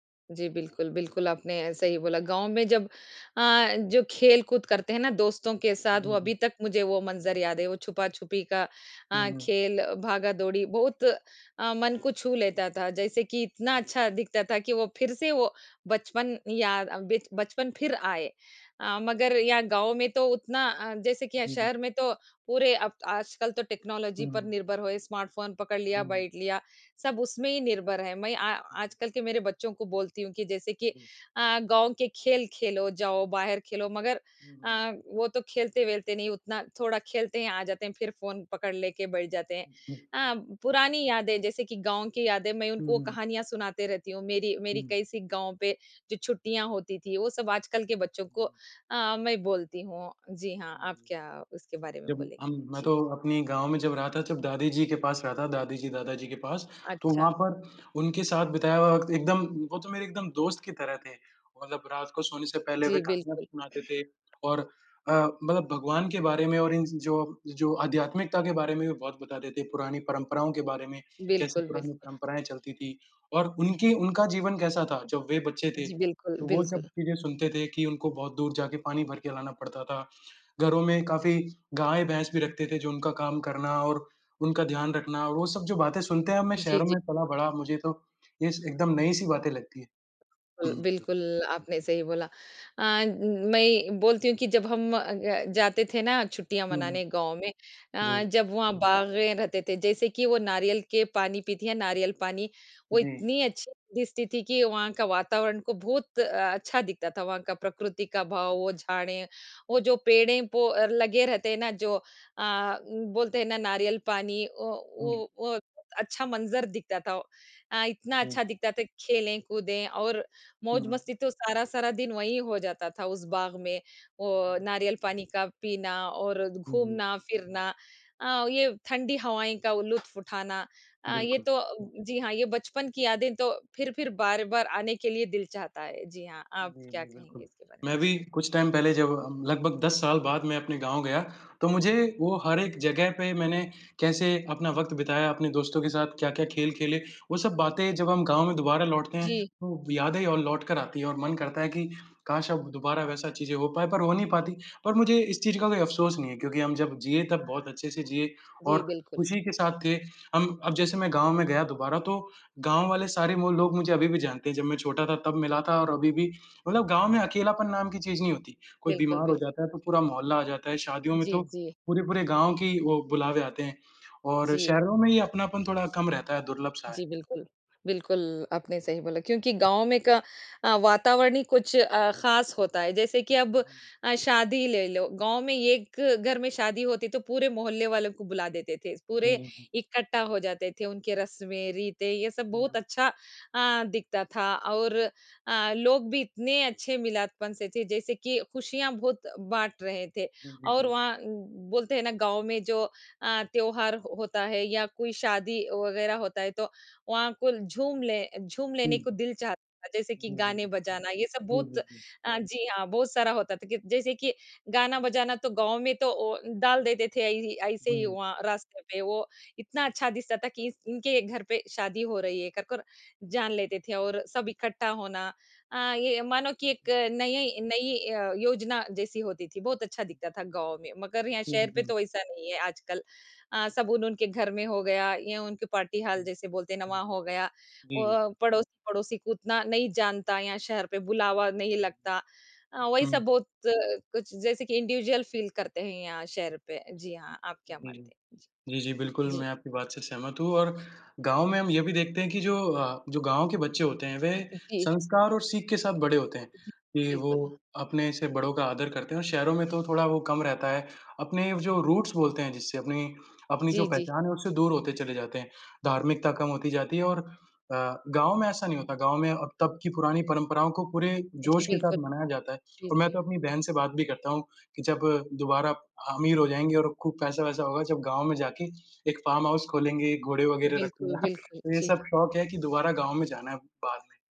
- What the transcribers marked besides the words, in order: in English: "टेक्नोलॉजी"; in English: "स्मार्टफ़ोन"; other background noise; throat clearing; tapping; throat clearing; in English: "टाइम"; in English: "इंडिविजुअल फील"; in English: "रूट्स"; chuckle
- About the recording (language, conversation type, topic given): Hindi, unstructured, आपकी सबसे प्यारी बचपन की याद कौन-सी है?